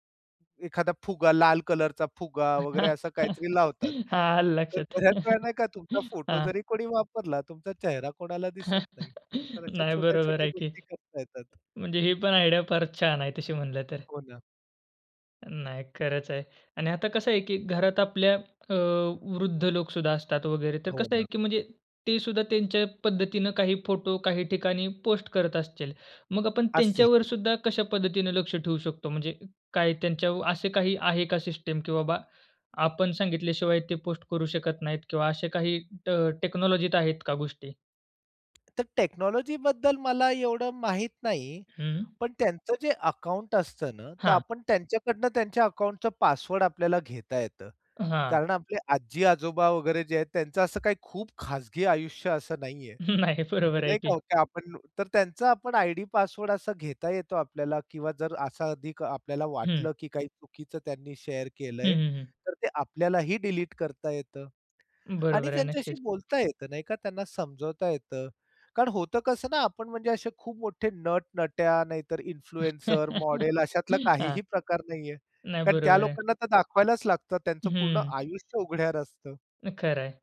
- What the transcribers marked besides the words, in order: laugh; laughing while speaking: "हा आल लक्षात. हां"; laughing while speaking: "नाही बरोबर आहे की"; in English: "आयडिया"; in English: "पोस्ट"; in English: "सिस्टम?"; in English: "पोस्ट"; in English: "टेक्नॉलॉजीत"; other background noise; in English: "टेक्नॉलॉजी"; laughing while speaking: "नाही, बरोबर आहे की"; in English: "शेअर"; in English: "इन्फ्लुएन्सर, मॉडेल"; laugh
- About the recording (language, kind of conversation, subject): Marathi, podcast, कुटुंबातील फोटो शेअर करताना तुम्ही कोणते धोरण पाळता?